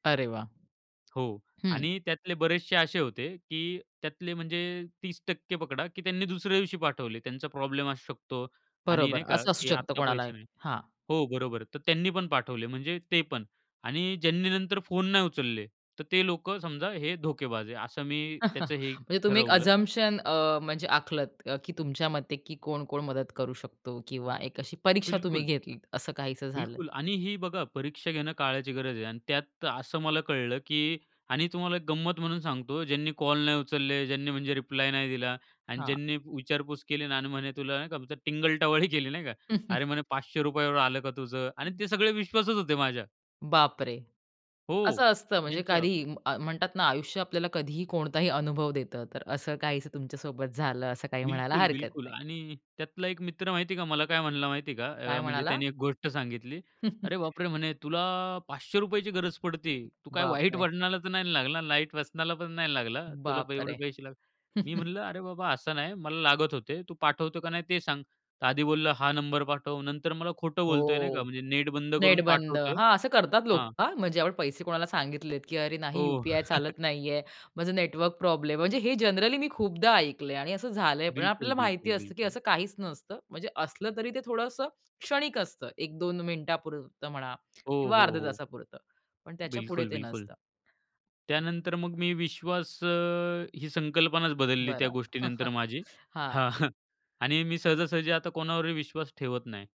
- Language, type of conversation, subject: Marathi, podcast, विश्वास तोडला गेल्यावर तुम्ही काय करता?
- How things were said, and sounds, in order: tapping; chuckle; in English: "अझम्प्शन"; laughing while speaking: "टिंगल टवाळी केली नाही का?"; chuckle; chuckle; chuckle; chuckle; in English: "जनरली"; other noise; chuckle